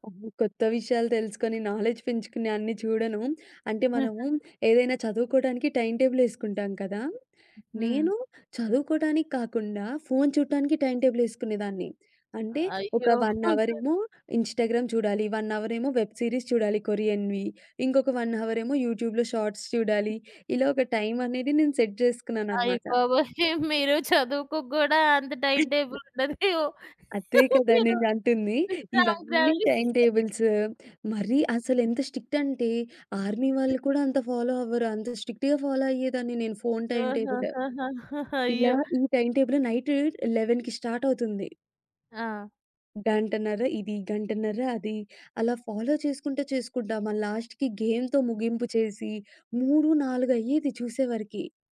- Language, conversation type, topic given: Telugu, podcast, ఒక చిన్న అలవాటు మీ రోజువారీ దినచర్యను ఎలా మార్చిందో చెప్పగలరా?
- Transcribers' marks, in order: in English: "నాలెడ్జ్"; giggle; chuckle; other background noise; in English: "టైమ్ టేబుల్"; in English: "టైమ్ టేబుల్"; in English: "ఇన్‌స్టాగ్రామ్"; giggle; in English: "వెబ్ సిరీస్"; in English: "యూట్యూబ్‌లో షార్ట్స్"; tapping; in English: "సెట్"; chuckle; in English: "టైమ్ టేబుల్"; giggle; laughing while speaking: "ఉండదేమో, మీరు"; in English: "టైమ్ టేబుల్స్"; unintelligible speech; in English: "స్ట్రిక్ట్"; in English: "ఫాలో"; in English: "స్ట్రిక్ట్‌గా ఫాలో"; laughing while speaking: "అహాహాహా! అయ్యో!"; in English: "నైట్ లెవెన్‌కి"; in English: "ఫాలో"; in English: "లాస్ట్‌కి గేమ్‌తో"